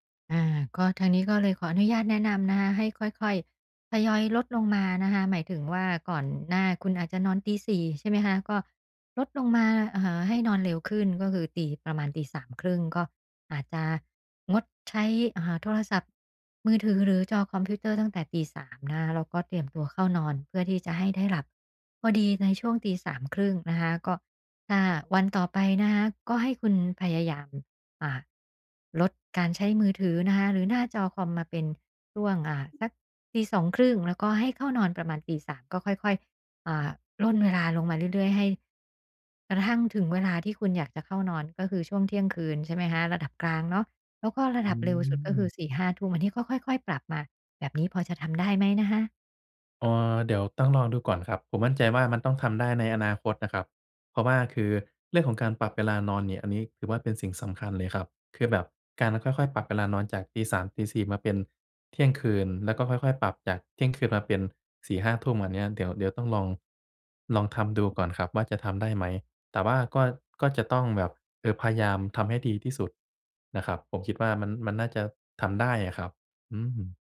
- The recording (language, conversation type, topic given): Thai, advice, ฉันจะทำอย่างไรให้ตารางการนอนประจำวันของฉันสม่ำเสมอ?
- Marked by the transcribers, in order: other background noise